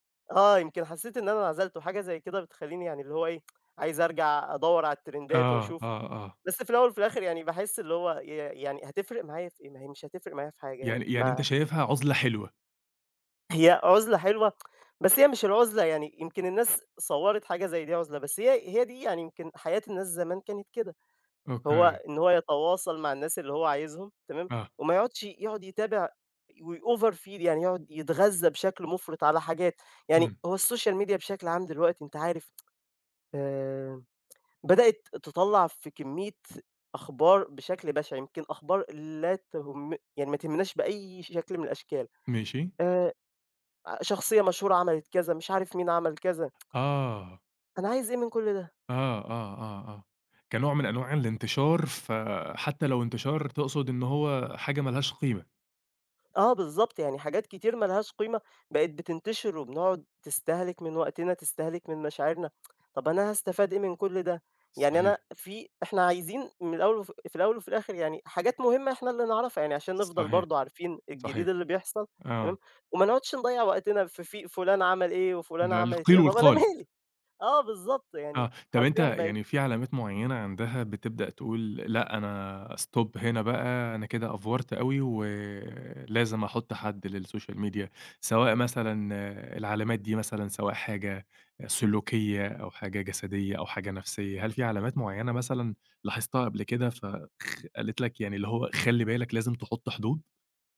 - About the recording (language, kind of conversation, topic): Arabic, podcast, إزاي تعرف إن السوشيال ميديا بتأثر على مزاجك؟
- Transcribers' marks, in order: tsk; in English: "الترندات"; tsk; in English: "ويoverfeel"; in English: "السوشيال ميديا"; tsk; tsk; tsk; laughing while speaking: "طَب، أنا مالي؟"; in English: "stop"; in English: "أفورت"; in English: "للسوشيال ميديا"